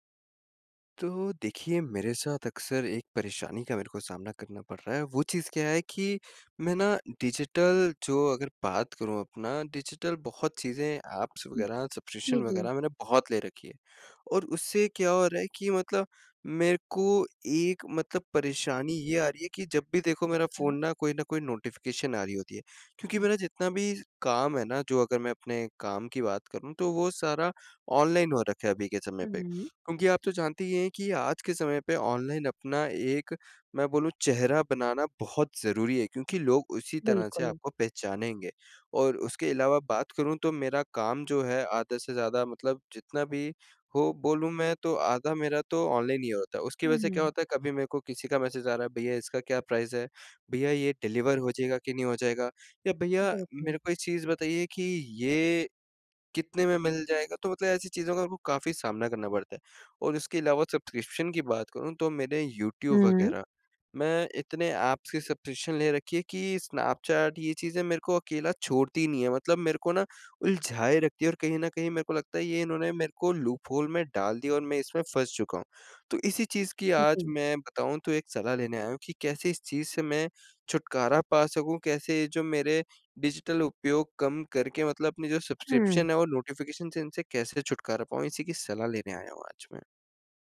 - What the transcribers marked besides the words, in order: in English: "डिजिटल"; in English: "डिजिटल"; in English: "ऐप्स"; in English: "सब्सक्रिप्शन"; in English: "नोटिफ़िकेशन"; in English: "प्राइस"; in English: "डिलीवर"; tapping; in English: "सब्सक्रिप्शन"; in English: "ऐप्स"; in English: "सब्सक्रिप्शन"; in English: "लूप होल"; in English: "सब्सक्रिप्शन"; in English: "नोटिफ़िकेशन"
- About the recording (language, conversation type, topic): Hindi, advice, आप अपने डिजिटल उपयोग को कम करके सब्सक्रिप्शन और सूचनाओं से कैसे छुटकारा पा सकते हैं?